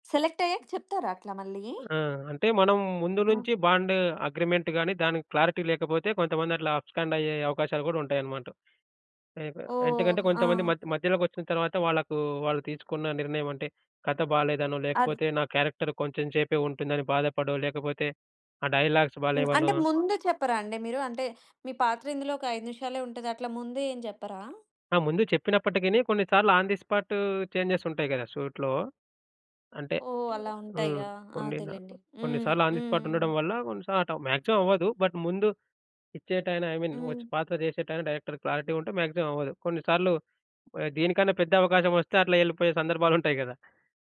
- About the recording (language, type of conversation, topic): Telugu, podcast, పాత్రలకు నటీనటులను ఎంపిక చేసే నిర్ణయాలు ఎంత ముఖ్యమని మీరు భావిస్తారు?
- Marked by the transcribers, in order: in English: "అగ్రీమెంట్"; in English: "క్లారిటీ"; in English: "అప్‌స్కాండ్"; other background noise; in English: "క్యారెక్టర్"; in English: "డైలాగ్స్"; tapping; in English: "ఆన్ ది స్పాట్ చేంజెస్"; in English: "షూట్‌లో"; in English: "ఆన్ ది స్పాట్"; in English: "మాక్సిమం"; in English: "బట్"; in English: "ఐ మీన్"; in English: "డైరెక్టర్‌కి క్లారిటీ"; in English: "మాక్సిమం"